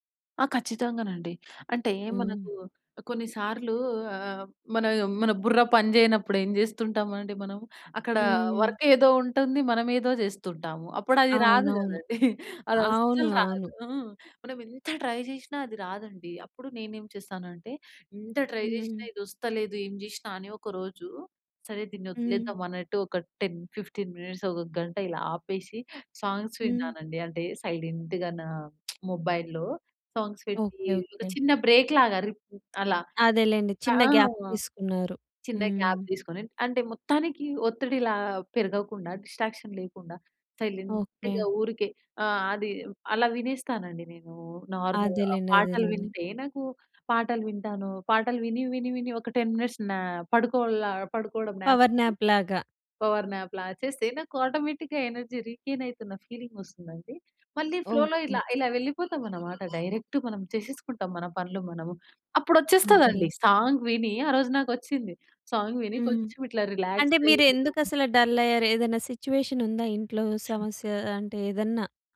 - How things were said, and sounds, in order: in English: "వర్క్"; chuckle; in English: "ట్రై"; in English: "ట్రై"; in English: "టెన్ ఫిఫ్టీన్ మినిట్స్"; in English: "సాంగ్స్"; in English: "సైడేంట్‌గా"; lip smack; in English: "సాంగ్స్"; in English: "బ్రేక్"; tapping; in English: "గ్యాప్"; in English: "గ్యాప్"; in English: "డిస్ట్రాక్షన్"; in English: "సైలెంట్‌గా"; in English: "నార్మల్‌గా"; in English: "టెన్ మినిట్స్ నాప్"; in English: "నాప్. పవర్ నాప్‌లా"; unintelligible speech; in English: "పవర్ నాప్"; in English: "ఆటోమేటిక్‌గా ఎనర్జీ రిగెయిన్"; in English: "ఫీలింగ్"; in English: "ఫ్లోలో"; other background noise; in English: "డైరెక్ట్"; in English: "సాంగ్"; in English: "సాంగ్"; in English: "రిలాక్స్"; in English: "డల్"; in English: "సిట్యుయేషన్"
- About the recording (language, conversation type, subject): Telugu, podcast, ఫ్లో స్థితిలో మునిగిపోయినట్టు అనిపించిన ఒక అనుభవాన్ని మీరు చెప్పగలరా?